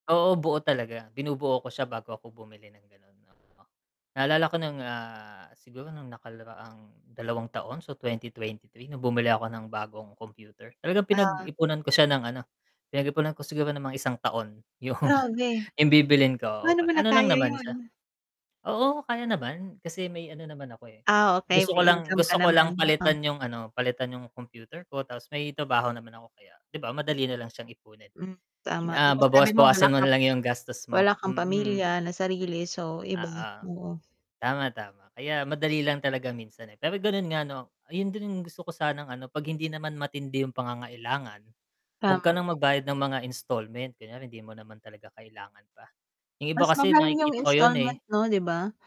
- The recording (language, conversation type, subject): Filipino, unstructured, Ano ang pinakamahalagang natutunan mo tungkol sa pera?
- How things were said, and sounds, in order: static; mechanical hum; laughing while speaking: "yung"; bird; distorted speech